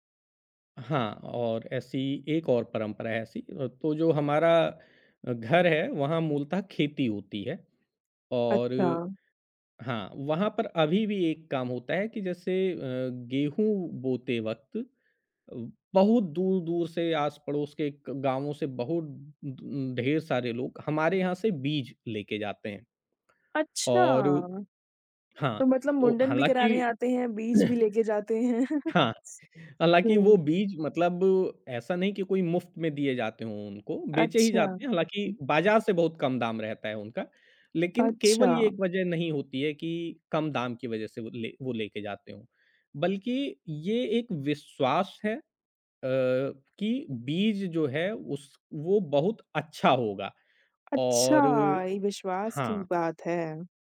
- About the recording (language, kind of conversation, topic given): Hindi, podcast, आपके परिवार की सबसे यादगार परंपरा कौन-सी है?
- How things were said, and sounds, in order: throat clearing; chuckle